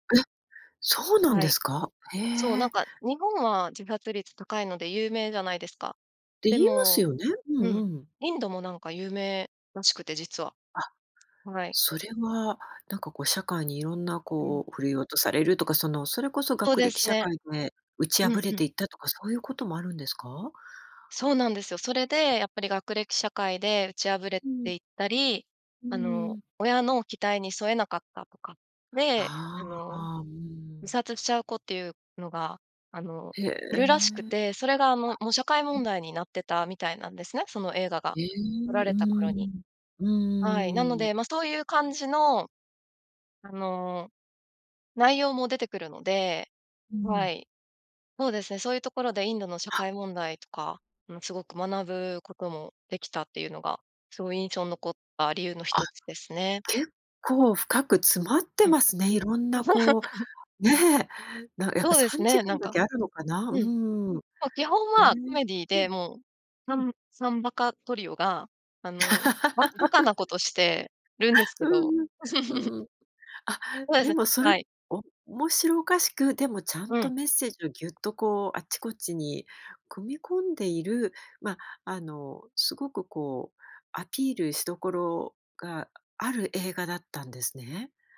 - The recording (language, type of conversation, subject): Japanese, podcast, 好きな映画にまつわる思い出を教えてくれますか？
- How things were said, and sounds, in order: laugh; other noise; laugh; laugh